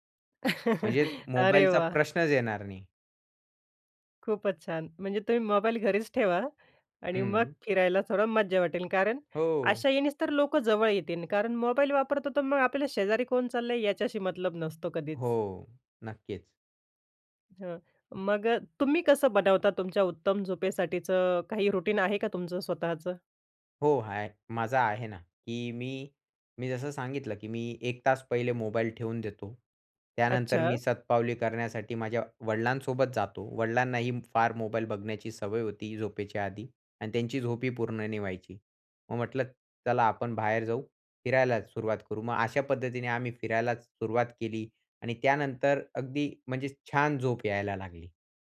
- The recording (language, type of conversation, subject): Marathi, podcast, उत्तम झोपेसाठी घरात कोणते छोटे बदल करायला हवेत?
- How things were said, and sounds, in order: laugh; in English: "रुटीन"